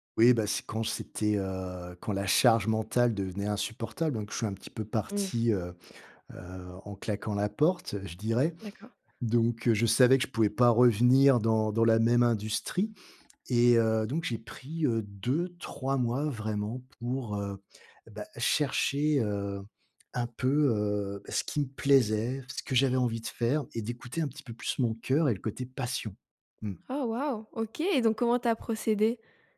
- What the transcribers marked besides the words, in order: other background noise
- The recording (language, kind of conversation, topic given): French, podcast, Peux-tu raconter un tournant important dans ta carrière ?